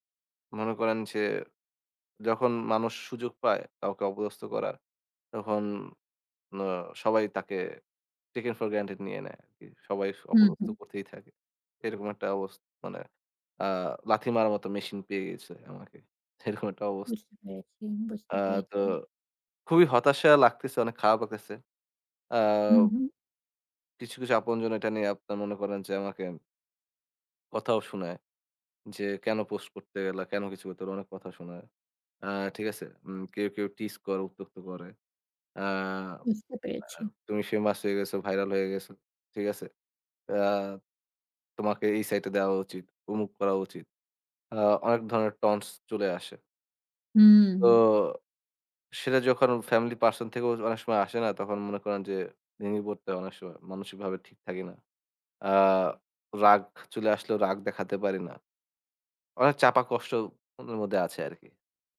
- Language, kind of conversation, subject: Bengali, advice, সামাজিক মিডিয়ায় প্রকাশ্যে ট্রোলিং ও নিম্নমানের সমালোচনা কীভাবে মোকাবিলা করেন?
- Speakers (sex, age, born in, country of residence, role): female, 40-44, Bangladesh, Finland, advisor; male, 20-24, Bangladesh, Bangladesh, user
- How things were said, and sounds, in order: in English: "taken for granted"; laughing while speaking: "এরকম একটা"; tapping; other background noise; horn; in English: "taunts"